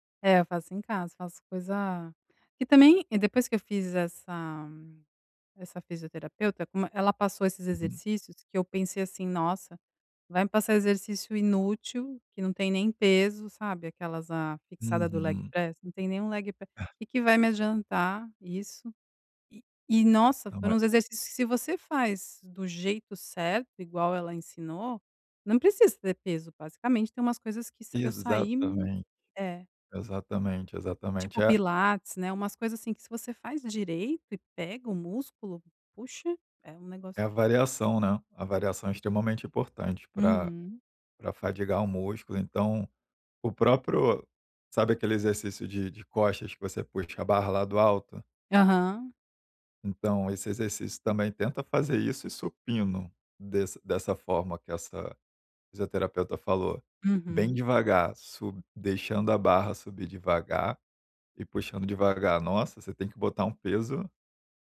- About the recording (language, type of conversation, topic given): Portuguese, advice, Como posso encontrar equilíbrio entre disciplina e autocompaixão no dia a dia?
- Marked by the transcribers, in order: in English: "leg press"; other noise; in English: "leg p"; tapping